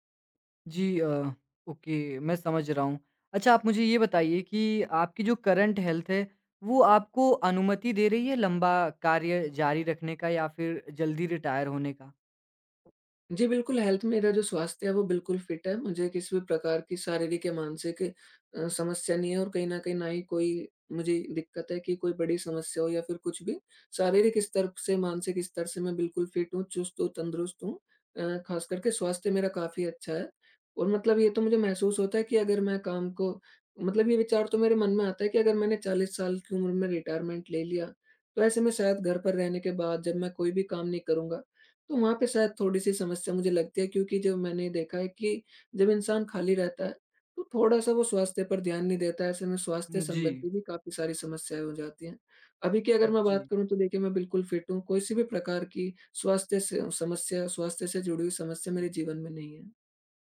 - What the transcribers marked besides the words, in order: in English: "ओके"; in English: "करंट हेल्थ"; in English: "रिटायर"; tapping; in English: "हेल्थ"; in English: "फिट"; in English: "फिट"; in English: "रिटायरमेंट"; in English: "फिट"
- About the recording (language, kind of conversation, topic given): Hindi, advice, आपको जल्दी सेवानिवृत्ति लेनी चाहिए या काम जारी रखना चाहिए?